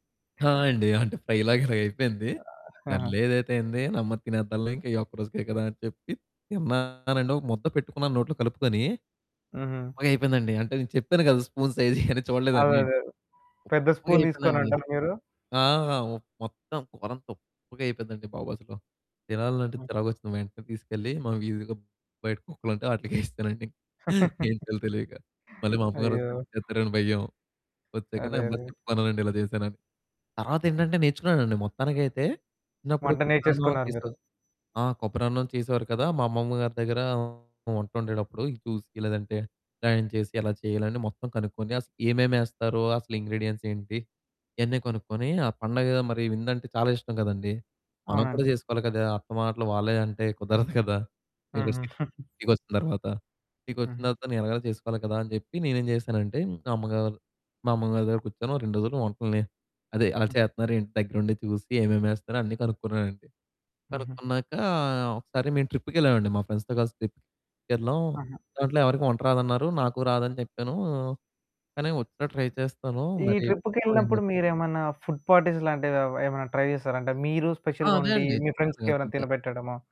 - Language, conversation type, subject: Telugu, podcast, మీ చిన్నప్పటి విందులు మీకు ఇప్పటికీ గుర్తున్నాయా?
- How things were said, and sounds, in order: laughing while speaking: "అంటే ఫ్రై లాగా ఇలాగపోయింది"; in English: "ఫ్రై"; other background noise; static; distorted speech; laughing while speaking: "స్పూన్ సైజు ఇయన్ని చూడలేదని"; in English: "స్పూన్"; in English: "స్పూన్"; laughing while speaking: "వాటిలికేసేసానండి ఇంక"; chuckle; in English: "ఇంగ్రీడియెంట్స్"; unintelligible speech; chuckle; in English: "ట్రిప్‌కి"; in English: "ఫ్రెండ్స్‌తో"; in English: "ట్రై"; in English: "ట్రిప్‌కెళ్ళినప్పుడు"; in English: "ఫుడ్ పార్టీస్"; in English: "ట్రై"; in English: "స్పెషల్‌గా"; in English: "ఫ్రెండ్స్‌కెవరైనా"